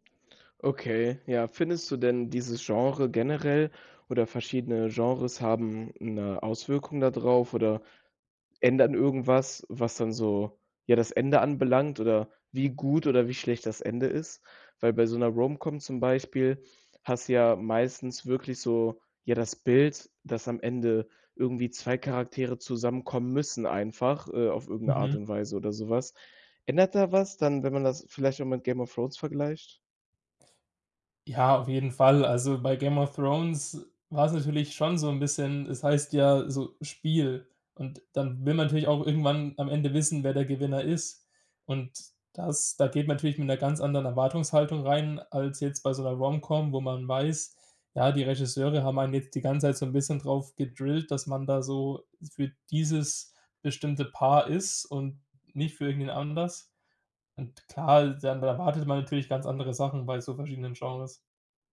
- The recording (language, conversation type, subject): German, podcast, Was macht ein Serienfinale für dich gelungen oder enttäuschend?
- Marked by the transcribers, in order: in English: "Romcom"; stressed: "müssen"; in English: "Romcom"